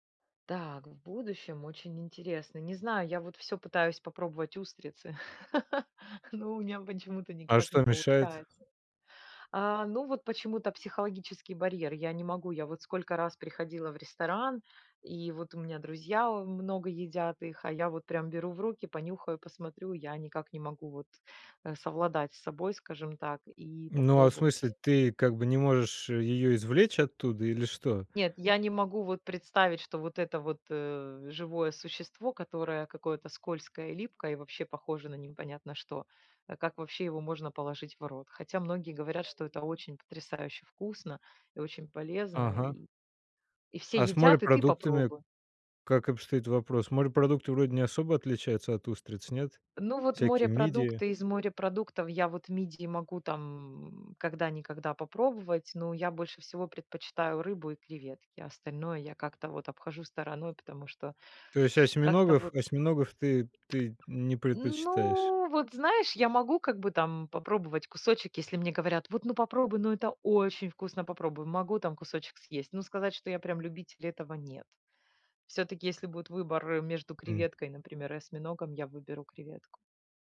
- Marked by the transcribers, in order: laugh; other background noise; tapping; background speech; drawn out: "Ну"
- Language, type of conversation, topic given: Russian, podcast, Какие блюда напоминают тебе детство?